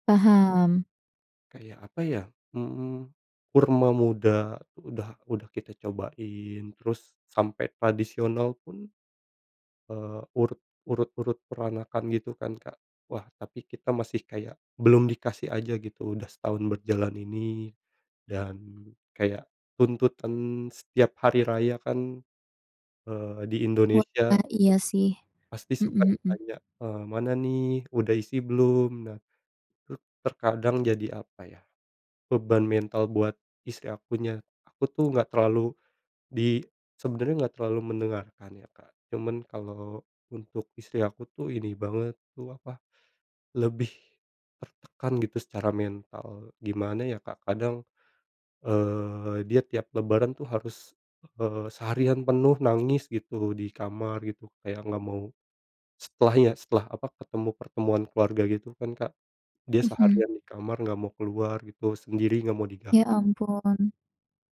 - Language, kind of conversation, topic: Indonesian, advice, Apakah Anda diharapkan segera punya anak setelah menikah?
- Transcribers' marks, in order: none